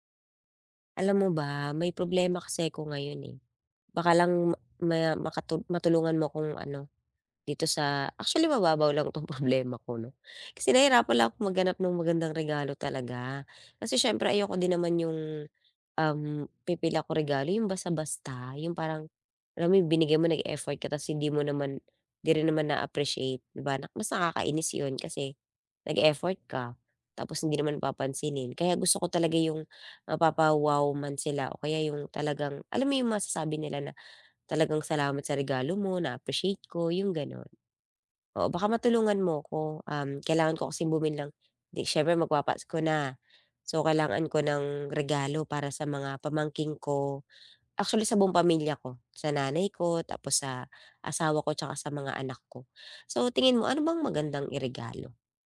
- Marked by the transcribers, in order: other background noise; tapping
- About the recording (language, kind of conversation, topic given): Filipino, advice, Paano ako makakahanap ng magandang regalong siguradong magugustuhan ng mahal ko?